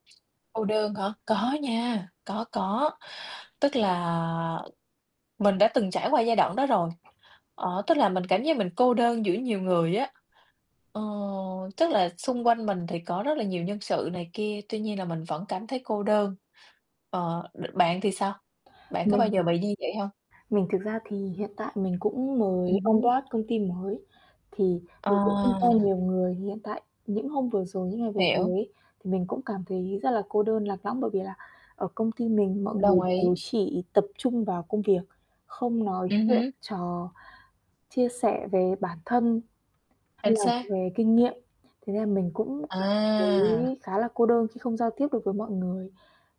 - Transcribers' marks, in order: tapping; other background noise; in English: "on board"; distorted speech; mechanical hum
- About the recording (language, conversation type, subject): Vietnamese, unstructured, Bạn có bao giờ cảm thấy cô đơn giữa đám đông không?